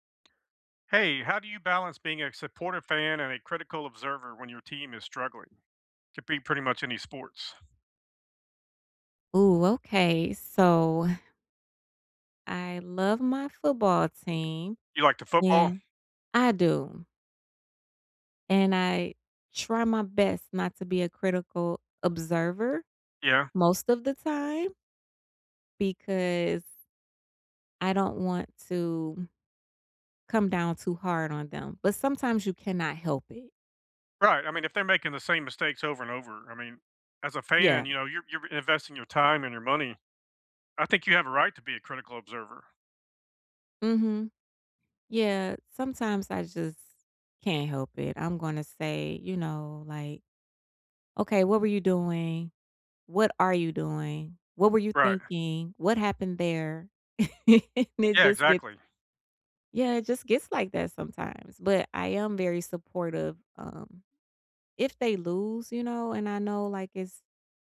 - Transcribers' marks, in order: tapping; stressed: "are"; laugh; laughing while speaking: "And it"
- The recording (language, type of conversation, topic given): English, unstructured, How do you balance being a supportive fan and a critical observer when your team is struggling?